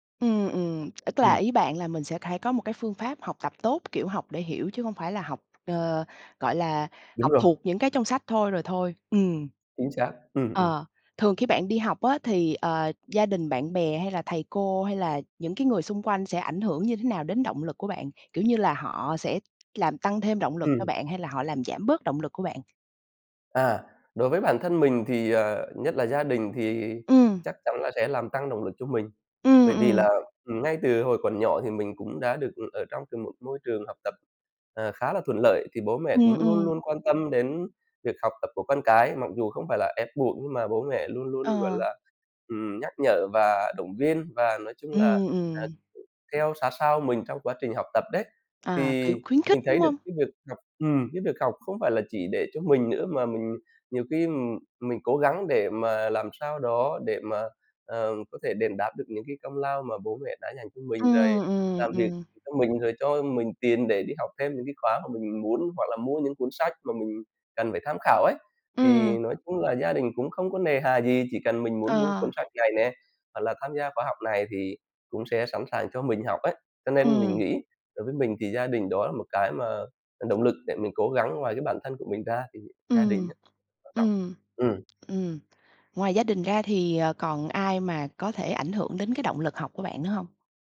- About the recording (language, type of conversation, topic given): Vietnamese, podcast, Bạn làm thế nào để giữ động lực học tập lâu dài?
- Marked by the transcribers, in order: tapping; other background noise; other noise